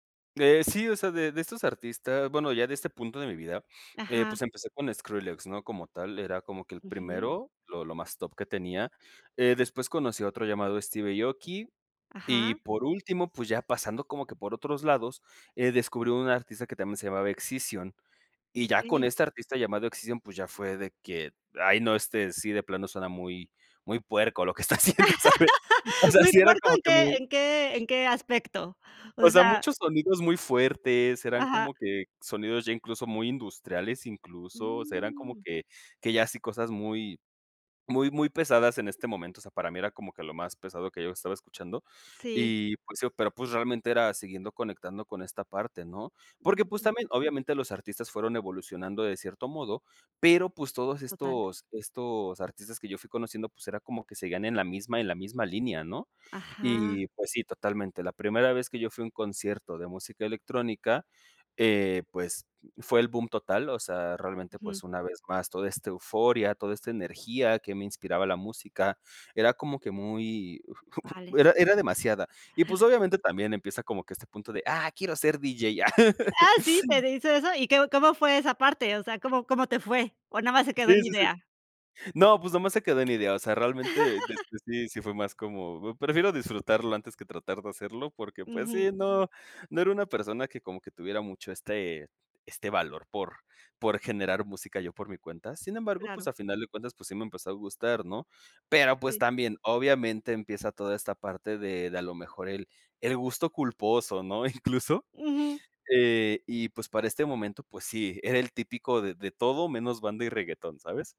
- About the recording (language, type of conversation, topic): Spanish, podcast, ¿Cómo describirías la banda sonora de tu vida?
- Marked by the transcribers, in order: tapping; laughing while speaking: "que está haciendo"; laugh; other background noise; laugh; chuckle; laughing while speaking: "incluso"